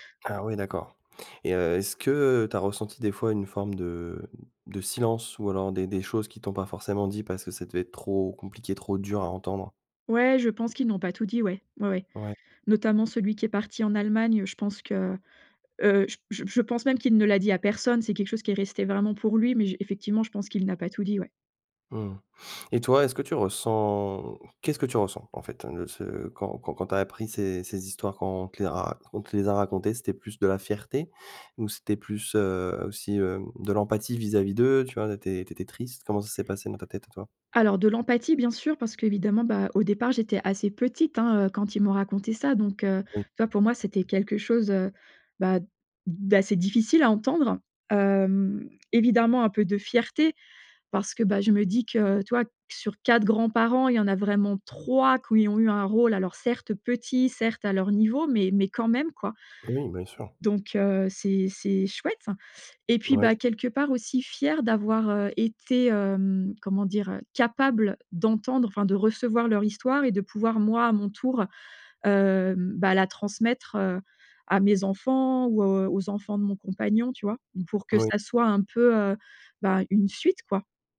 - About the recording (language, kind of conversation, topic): French, podcast, Comment les histoires de guerre ou d’exil ont-elles marqué ta famille ?
- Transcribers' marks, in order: stressed: "dur"; drawn out: "ressens"; stressed: "fierté"; stressed: "trois"; stressed: "capable"